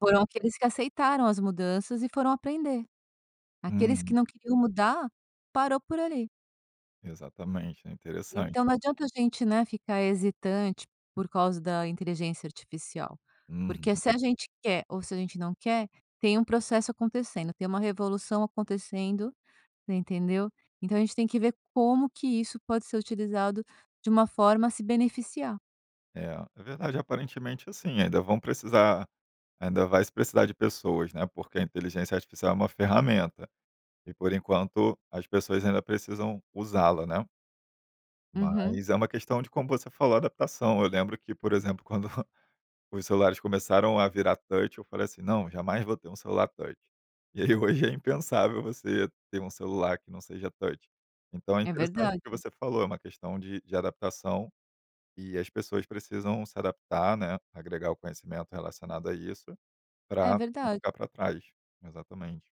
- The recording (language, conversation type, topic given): Portuguese, podcast, Qual estratégia simples você recomenda para relaxar em cinco minutos?
- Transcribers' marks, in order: chuckle; in English: "touch"; in English: "touch"